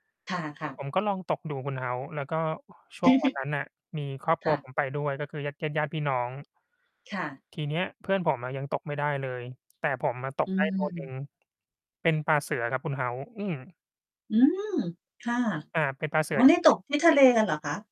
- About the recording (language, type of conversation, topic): Thai, unstructured, คุณรู้สึกอย่างไรเมื่อทำอาหารเป็นงานอดิเรก?
- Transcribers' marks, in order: other background noise; chuckle; tapping; distorted speech